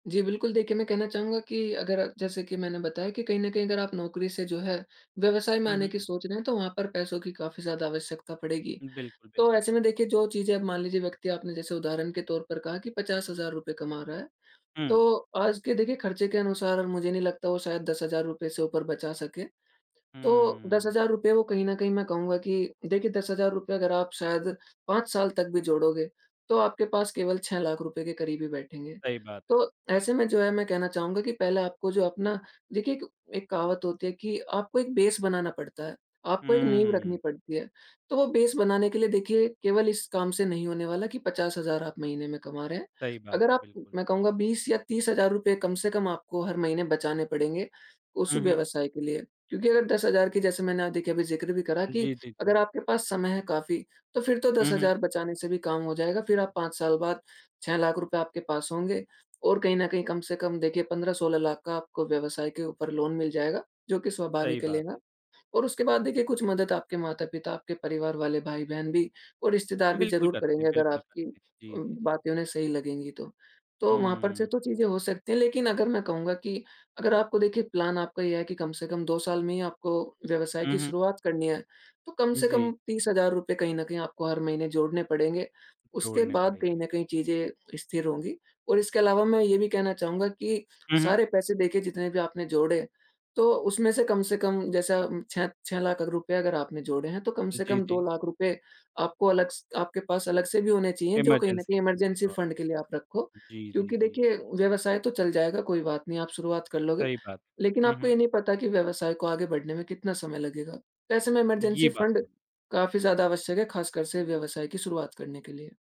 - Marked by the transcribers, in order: in English: "बेस"; in English: "बेस"; tapping; in English: "लोन"; in English: "प्लान"; in English: "इमरजेंसी फंड"; in English: "इमरजेंसी फंड"; in English: "इमरजेंसी फंड"
- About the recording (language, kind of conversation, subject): Hindi, podcast, करियर बदलते समय पैसों का प्रबंधन आपने कैसे किया?